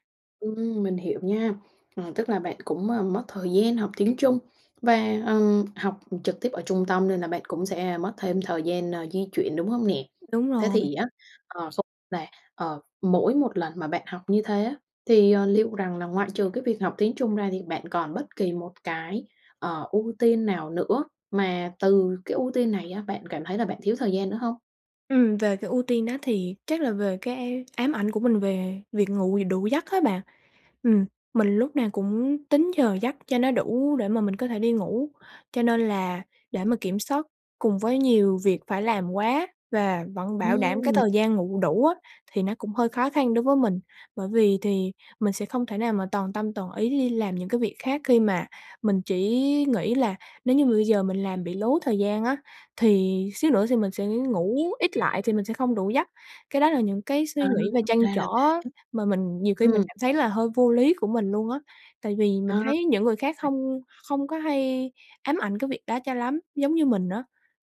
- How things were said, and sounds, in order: tapping; horn; unintelligible speech
- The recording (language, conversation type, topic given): Vietnamese, advice, Làm sao để không còn cảm thấy vội vàng và thiếu thời gian vào mỗi buổi sáng?